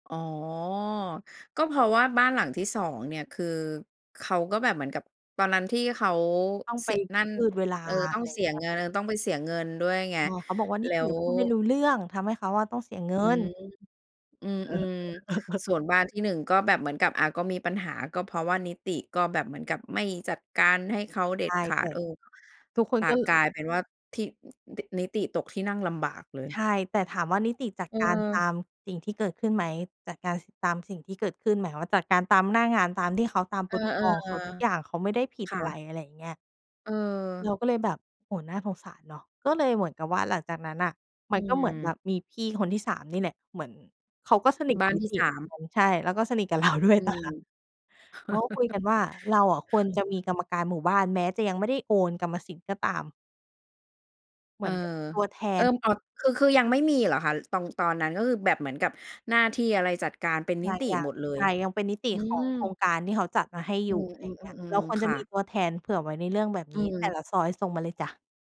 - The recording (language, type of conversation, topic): Thai, podcast, เมื่อเกิดความขัดแย้งในชุมชน เราควรเริ่มต้นพูดคุยกันอย่างไรก่อนดี?
- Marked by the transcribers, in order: other noise; laughing while speaking: "เออ"; chuckle; in English: "Protocol"; laughing while speaking: "แล้วก็สนิทกับเราด้วย ตายแล้ว"; laugh; "ตอน-" said as "ตอง"